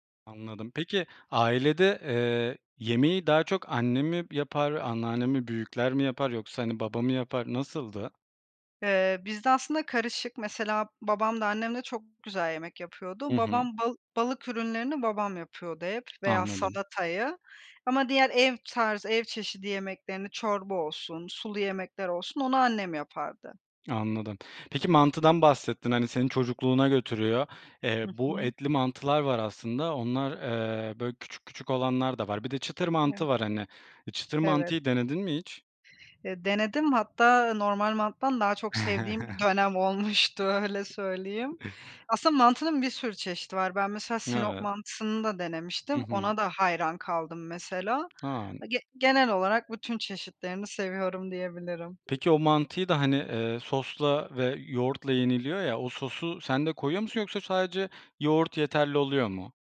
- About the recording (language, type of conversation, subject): Turkish, podcast, Hangi yemekler seni en çok kendin gibi hissettiriyor?
- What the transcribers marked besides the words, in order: tapping; other background noise; laughing while speaking: "olmuştu"; chuckle